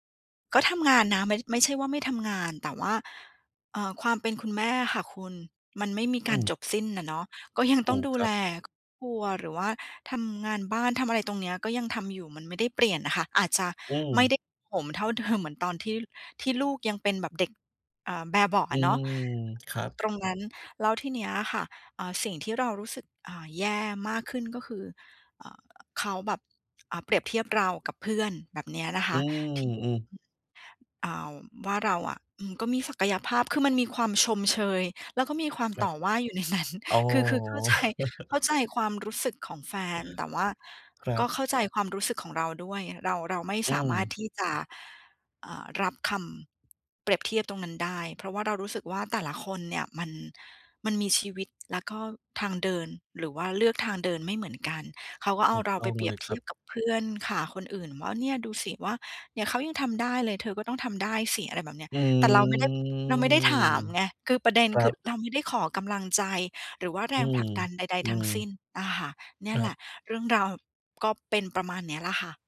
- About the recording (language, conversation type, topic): Thai, advice, ฉันจะรับมือกับแรงกดดันจากคนรอบข้างให้ใช้เงิน และการเปรียบเทียบตัวเองกับผู้อื่นได้อย่างไร
- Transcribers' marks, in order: other background noise; laughing while speaking: "ยัง"; laughing while speaking: "เดิม"; unintelligible speech; laughing while speaking: "ในนั้น"; laughing while speaking: "เข้าใจ"; laugh; drawn out: "อืม"